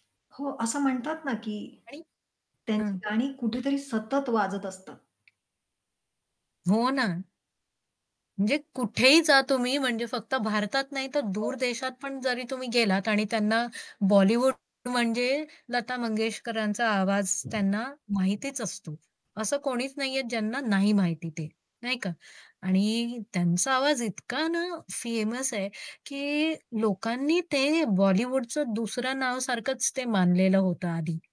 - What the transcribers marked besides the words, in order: static; distorted speech; other background noise; tapping; in English: "फेमस"
- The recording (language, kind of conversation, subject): Marathi, podcast, चित्रपटांच्या गाण्यांनी तुमच्या संगीताच्या आवडीनिवडींवर काय परिणाम केला आहे?